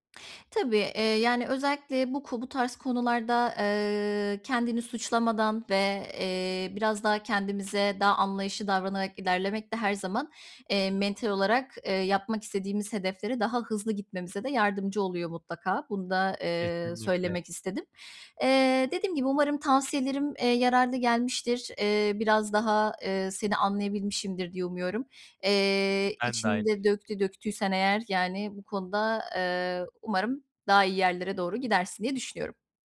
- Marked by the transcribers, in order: other background noise; tapping
- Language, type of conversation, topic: Turkish, advice, Ekranlarla çevriliyken boş zamanımı daha verimli nasıl değerlendirebilirim?